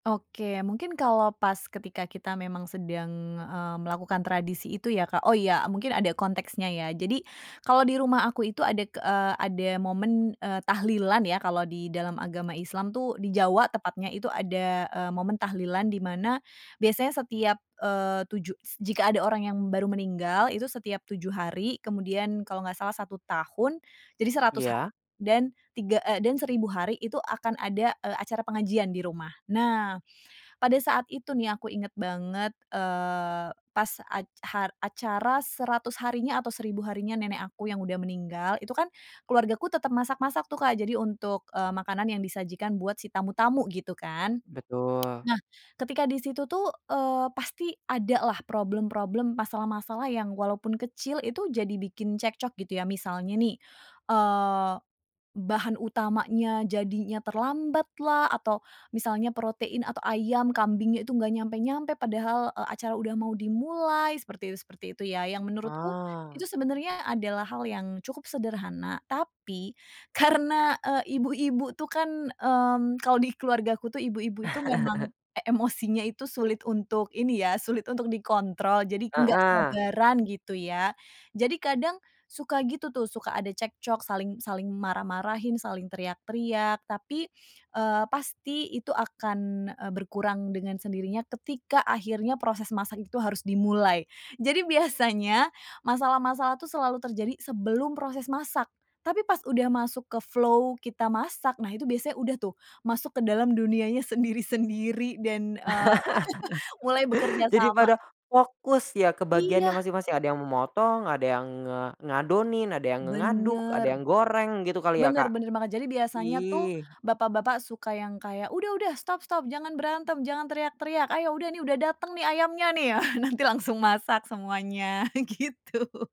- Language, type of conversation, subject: Indonesian, podcast, Apa kebiasaan memasak yang turun-temurun di keluargamu?
- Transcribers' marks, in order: tapping; laughing while speaking: "karena"; chuckle; in English: "flow"; chuckle; in English: "stop stop!"; chuckle; laughing while speaking: "gitu"